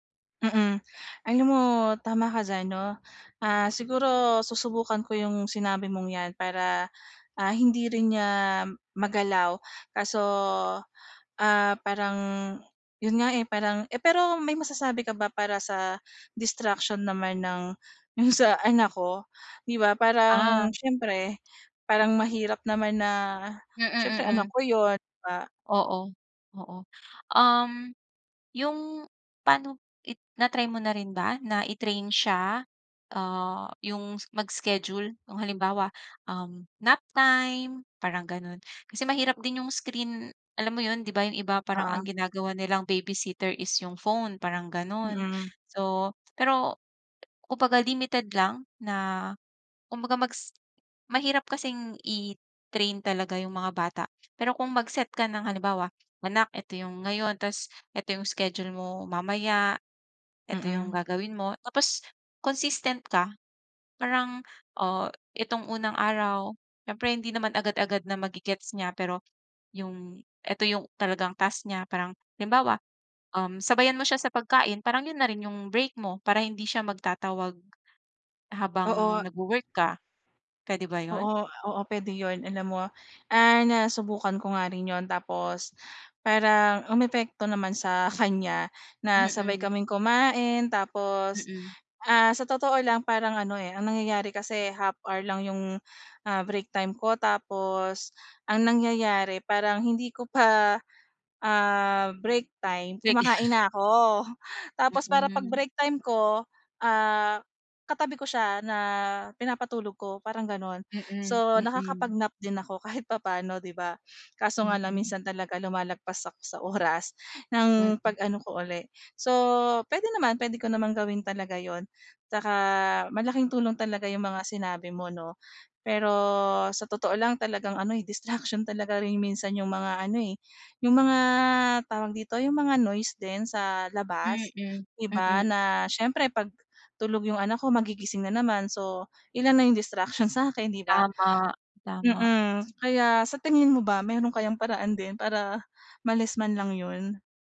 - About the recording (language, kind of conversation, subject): Filipino, advice, Paano ako makakapagpokus sa gawain kapag madali akong madistrak?
- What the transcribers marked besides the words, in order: tapping; unintelligible speech